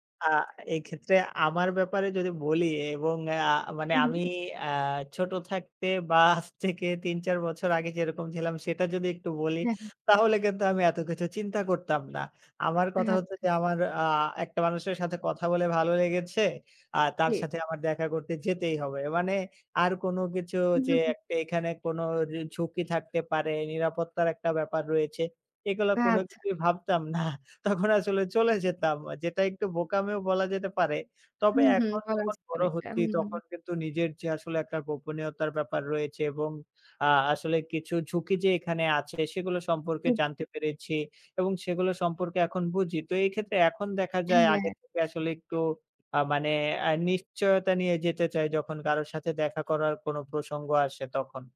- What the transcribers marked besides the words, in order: tapping; laughing while speaking: "আজ থেকে"; other background noise; laughing while speaking: "না। তখন আসলে চলে যেতাম"
- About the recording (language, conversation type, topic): Bengali, podcast, অনলাইনে পরিচয়ের মানুষকে আপনি কীভাবে বাস্তবে সরাসরি দেখা করার পর্যায়ে আনেন?